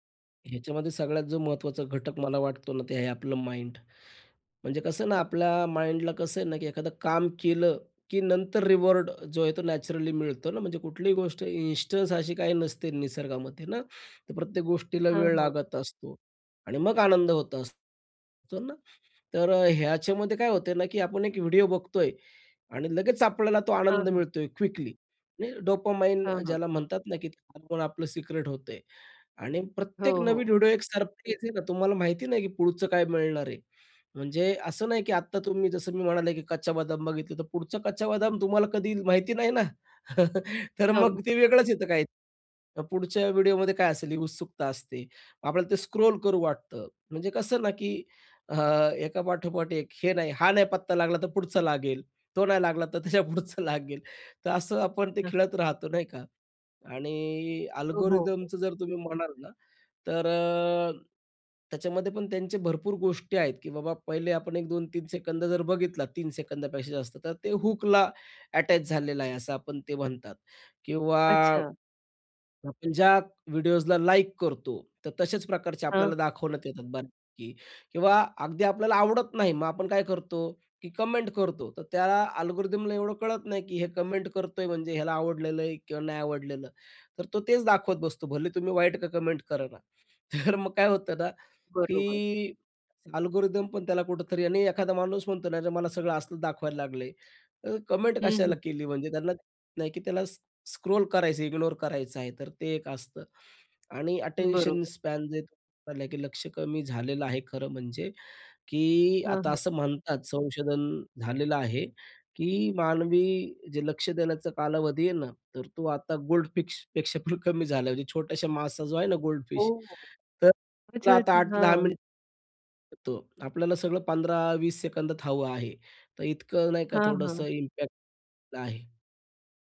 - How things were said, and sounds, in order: in English: "माईंड"; in English: "माइंडला"; in English: "इन्स्टन्स"; in English: "क्विकली"; in English: "डोपामाइन अ"; in English: "सिक्रेट"; tapping; laughing while speaking: "ना, तर"; chuckle; in English: "स्क्रोल"; snort; laughing while speaking: "त्याच्यापुढचं लागेल"; in English: "अल्गोरिथमचं"; in English: "अटॅच"; in English: "कमेंट"; in English: "अल्गोरिथमला"; in English: "कमेंट"; in English: "कमेंट"; laughing while speaking: "तर मग"; in English: "अल्गोरिथम"; in English: "कमेंट"; in English: "स्क्रोल"; in English: "अटेंशन स्पॅन"; unintelligible speech; in English: "गोल्डफिशपेक्षा"; laughing while speaking: "पण"; in English: "गोल्डफिश"; in English: "इम्पॅक्ट"
- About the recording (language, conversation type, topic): Marathi, podcast, लहान स्वरूपाच्या व्हिडिओंनी लक्ष वेधलं का तुला?
- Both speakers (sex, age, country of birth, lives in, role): female, 40-44, India, India, host; male, 35-39, India, India, guest